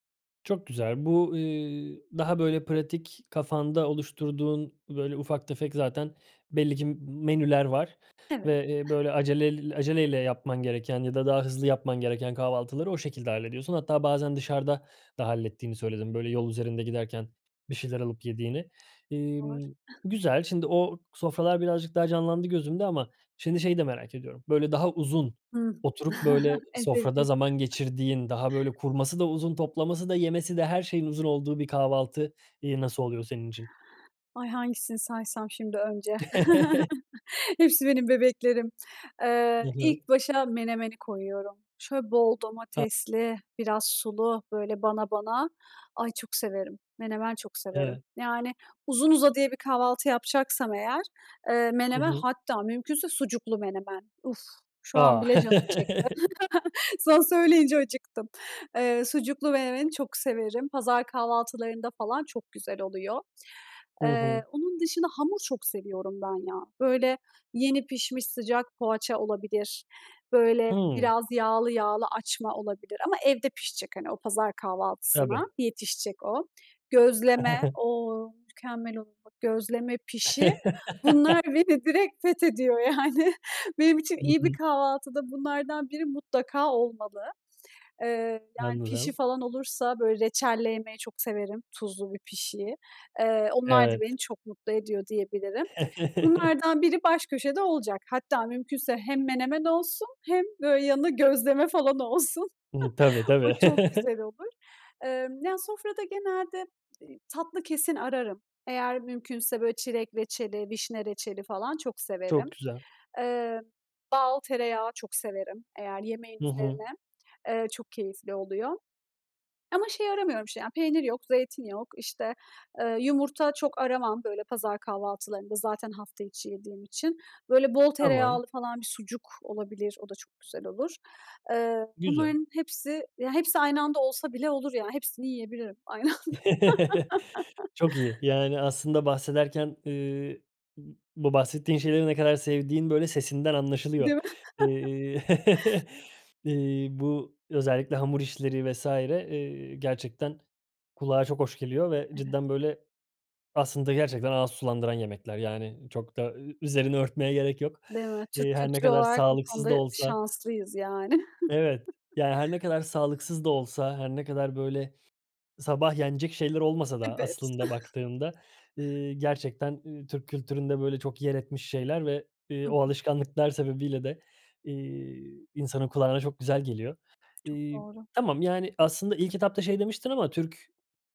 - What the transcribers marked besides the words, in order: chuckle; chuckle; chuckle; laughing while speaking: "En sevdiğim"; chuckle; chuckle; unintelligible speech; chuckle; laugh; laughing while speaking: "yani"; chuckle; laughing while speaking: "falan olsun"; chuckle; chuckle; laughing while speaking: "aynı anda"; laugh; chuckle; laugh; laughing while speaking: "örtmeye gerek yok"; chuckle; laughing while speaking: "Evet"; chuckle
- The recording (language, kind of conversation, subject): Turkish, podcast, Kahvaltı senin için nasıl bir ritüel, anlatır mısın?